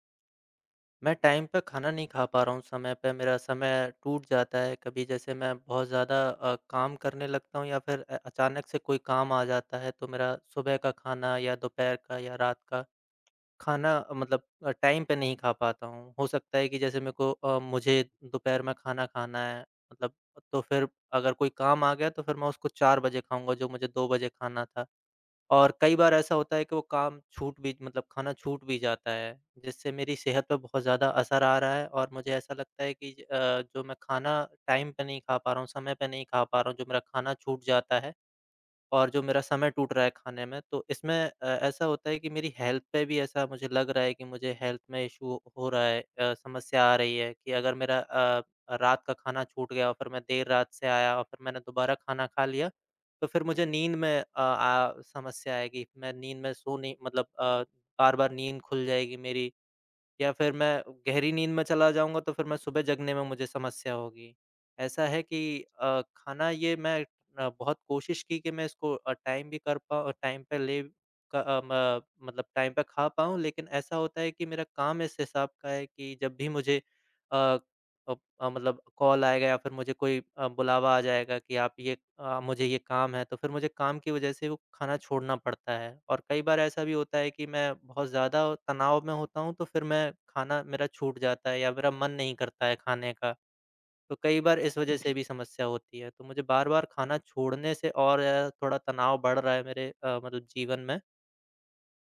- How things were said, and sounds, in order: in English: "टाइम"; in English: "टाइम"; in English: "टाइम"; in English: "हेल्थ"; in English: "हेल्थ"; in English: "इश्यू"; in English: "टाइम"; in English: "टाइम"; in English: "टाइम"
- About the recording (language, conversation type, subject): Hindi, advice, क्या आपका खाने का समय अनियमित हो गया है और आप बार-बार खाना छोड़ देते/देती हैं?